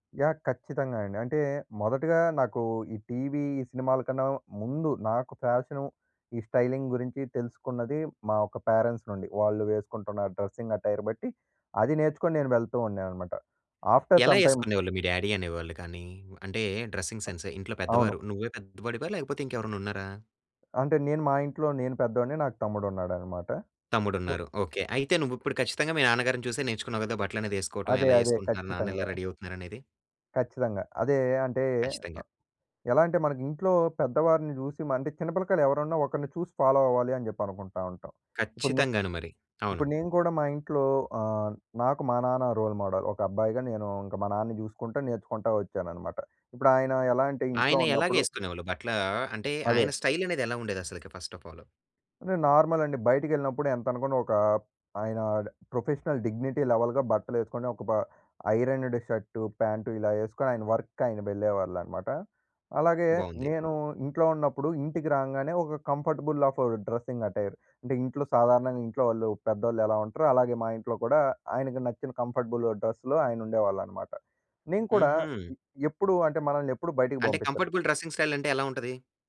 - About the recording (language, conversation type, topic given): Telugu, podcast, సినిమాలు, టీవీ కార్యక్రమాలు ప్రజల ఫ్యాషన్‌పై ఎంతవరకు ప్రభావం చూపుతున్నాయి?
- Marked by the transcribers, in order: in English: "స్టైలింగ్"; in English: "పేరెంట్స్"; in English: "డ్రెసింగ్ అట్టైర్"; in English: "ఆఫ్టర్ సమ్‌టైమ్"; in English: "డ్యాడీ"; in English: "డ్రెస్సింగ్ సెన్స్"; in English: "సో"; in English: "రెడీ"; in English: "ఫాలో"; in English: "రోల్ మోడల్"; in English: "స్టైల్"; in English: "ఫస్ట్ ఆఫ్ అల్?"; in English: "నార్మల్"; in English: "ప్రొఫెషనల్ డిగ్నిటీ లెవెల్‌గా"; in English: "ఐరన్డ్"; in English: "వర్క్‌కి"; in English: "కంఫర్టబుల్ ఆఫ్ డ్రెస్సింగ్ అటైర్"; in English: "కంఫర్టబుల్ డ్రెస్‌లో"; in English: "కంఫర్టబుల్ డ్రెస్సింగ్ స్టైల్"